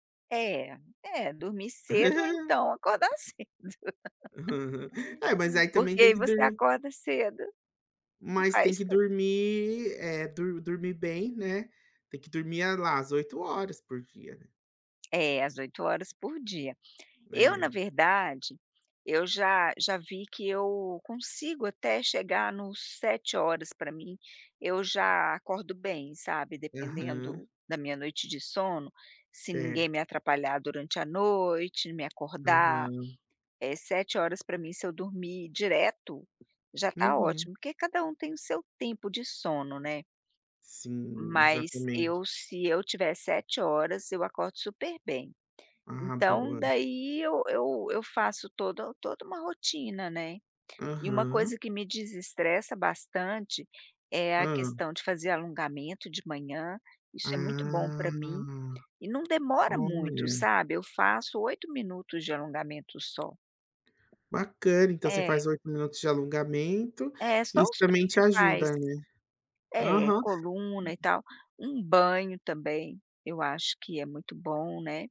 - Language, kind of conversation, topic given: Portuguese, podcast, Que rotina matinal te ajuda a começar o dia sem estresse?
- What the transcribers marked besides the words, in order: giggle; chuckle; laugh; tapping; drawn out: "Ah"